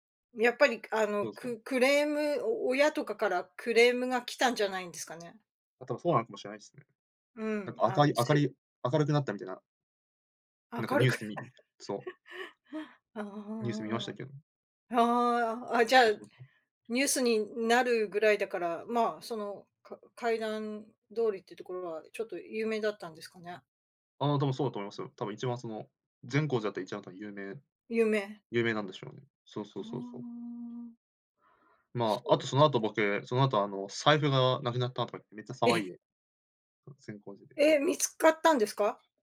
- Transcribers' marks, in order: other background noise; chuckle; tapping
- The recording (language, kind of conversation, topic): Japanese, podcast, 修学旅行で一番心に残っている思い出は何ですか？